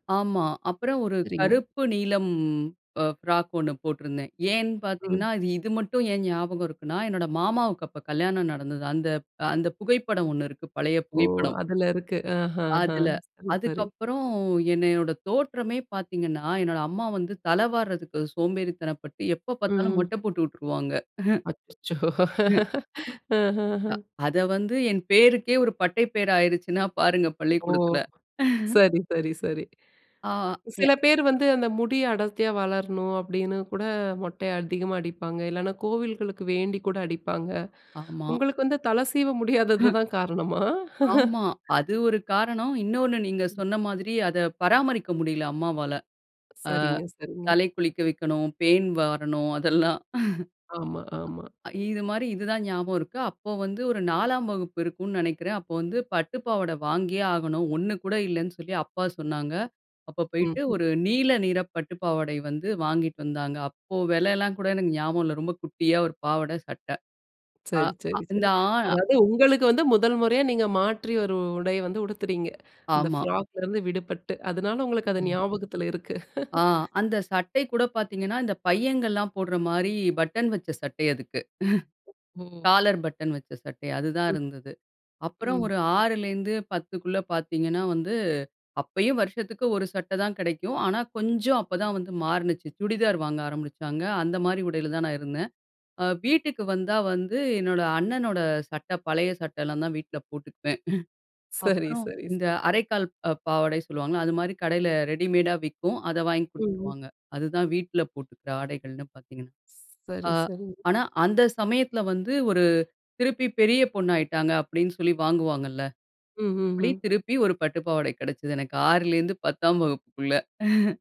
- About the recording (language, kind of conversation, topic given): Tamil, podcast, வயது அதிகரிக்கத் தொடங்கியபோது உங்கள் உடைத் தேர்வுகள் எப்படி மாறின?
- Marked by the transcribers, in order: laugh; unintelligible speech; laugh; unintelligible speech; laugh; laugh; laugh; laugh; unintelligible speech